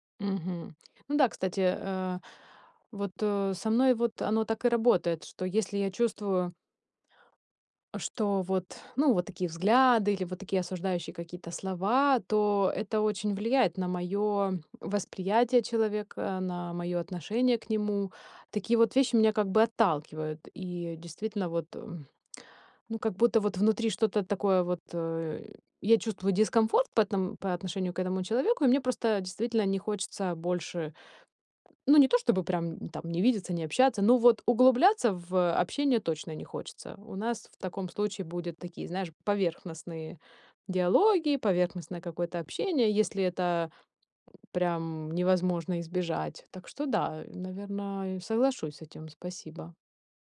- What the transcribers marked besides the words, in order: none
- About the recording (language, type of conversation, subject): Russian, advice, Как реагировать на критику вашей внешности или стиля со стороны родственников и знакомых?